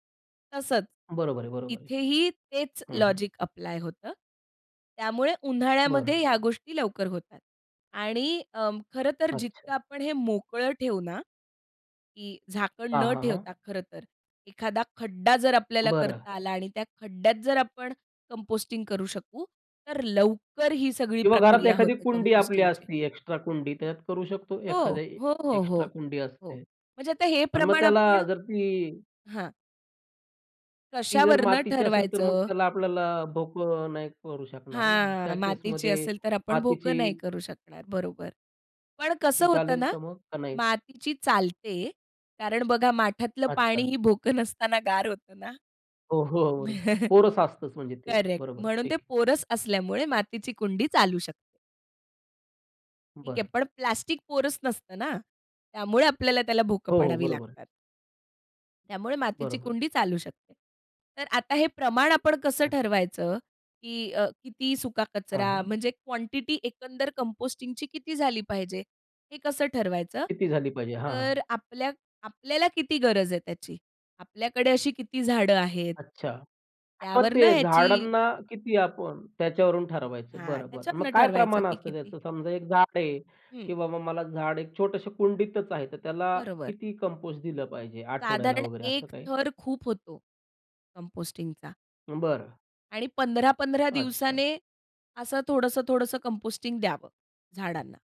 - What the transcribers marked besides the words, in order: in English: "ॲप्लाय"; tapping; in English: "कंपोस्टिंग"; in English: "कंपोस्टिंगची"; chuckle; in English: "पोरस"; in English: "पोरस"; other background noise; in English: "कंपोस्टिंगची"; in English: "कंपोस्ट"; in English: "कंपोस्टिंगचा"; in English: "कंपोस्टिंग"
- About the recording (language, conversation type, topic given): Marathi, podcast, घरात कंपोस्टिंग सुरू करायचं असेल, तर तुम्ही कोणता सल्ला द्याल?